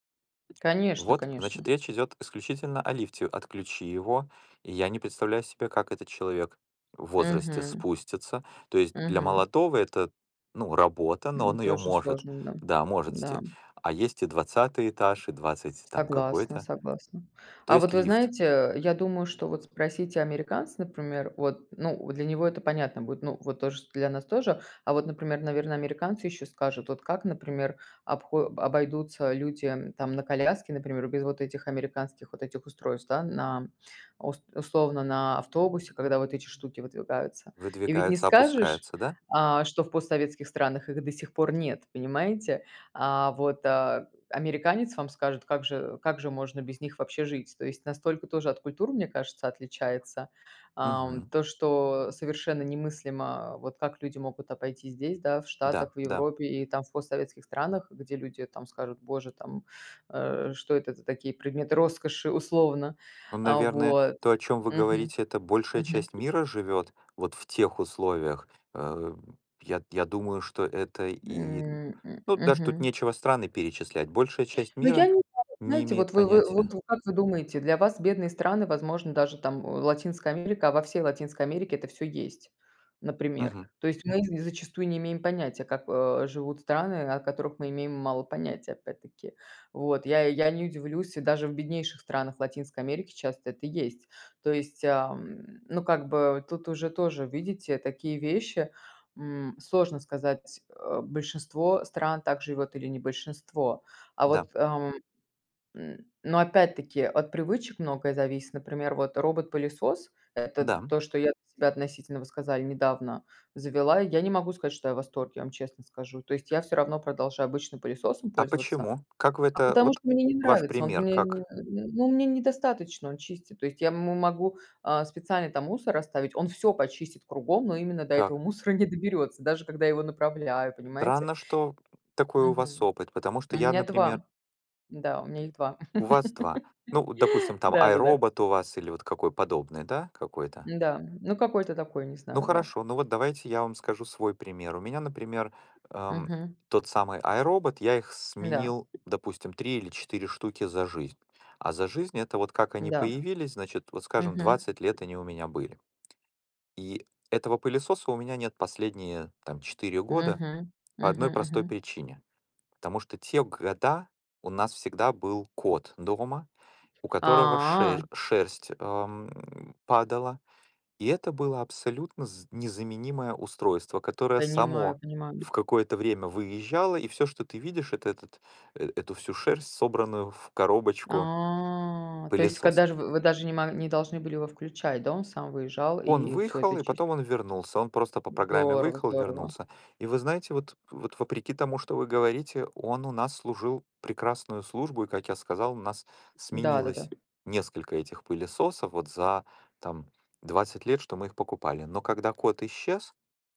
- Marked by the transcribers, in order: tapping; other background noise; laughing while speaking: "мусора"; laugh; drawn out: "А"; drawn out: "А"
- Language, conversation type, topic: Russian, unstructured, Какие технологии вы считаете самыми полезными в быту?